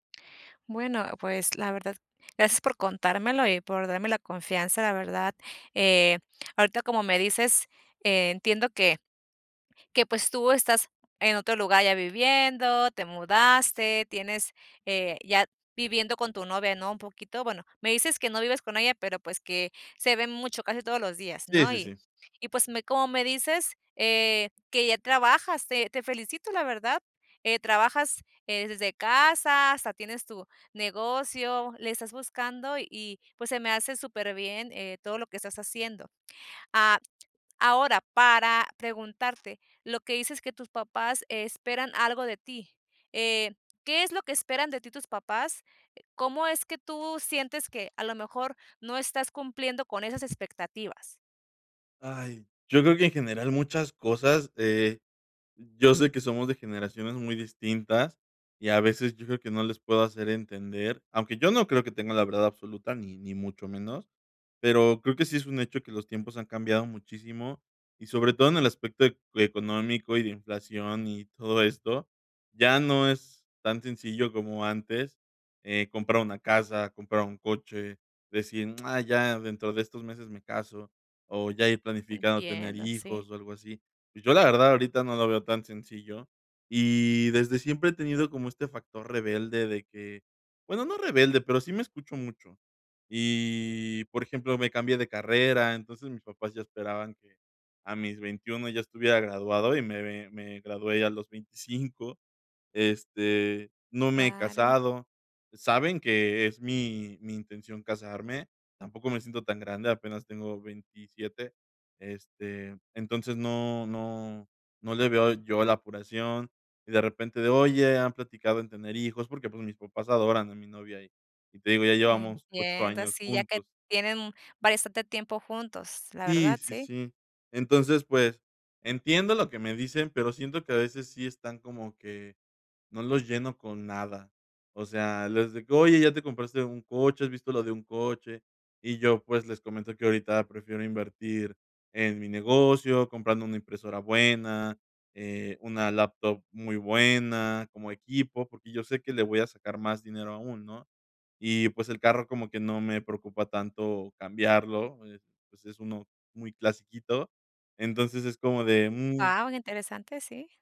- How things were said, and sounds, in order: tapping; other background noise; tsk
- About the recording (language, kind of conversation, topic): Spanish, advice, ¿Cómo puedo conciliar las expectativas de mi familia con mi expresión personal?